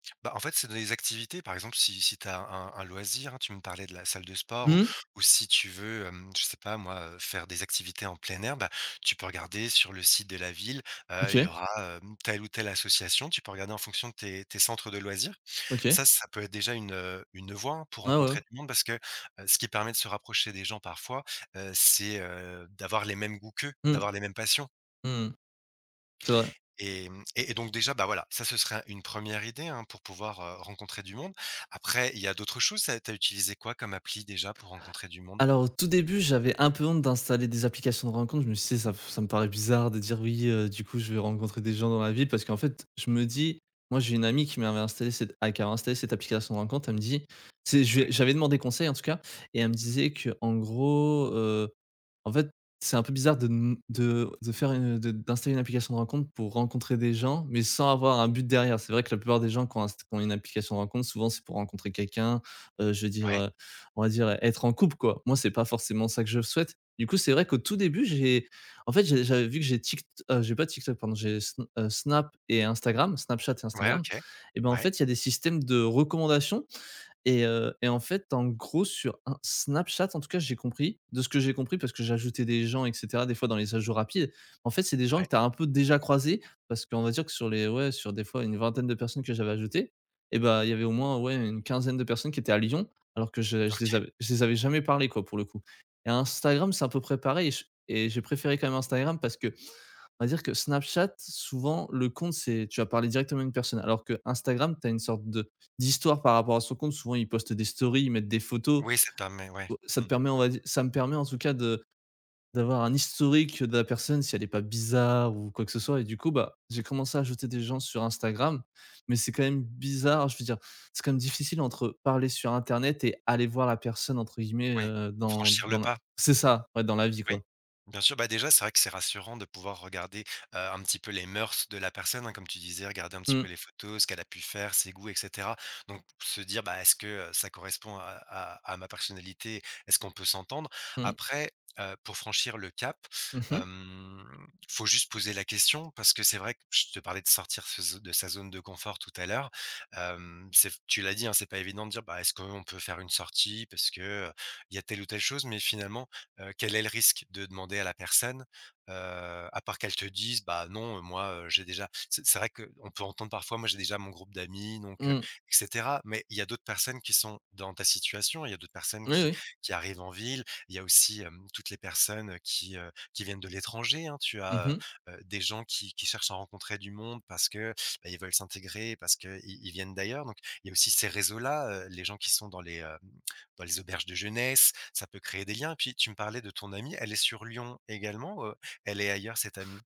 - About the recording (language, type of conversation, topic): French, advice, Pourquoi est-ce que j’ai du mal à me faire des amis dans une nouvelle ville ?
- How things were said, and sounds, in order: blowing